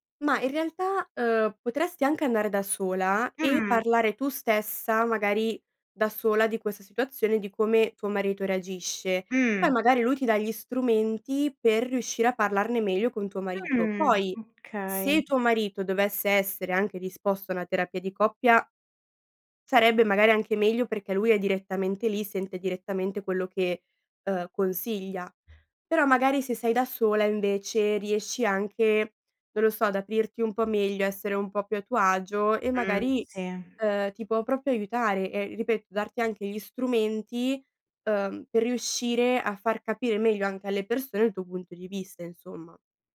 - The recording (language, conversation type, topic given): Italian, advice, Come ti senti all’idea di diventare genitore per la prima volta e come vivi l’ansia legata a questo cambiamento?
- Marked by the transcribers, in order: tapping; "proprio" said as "propio"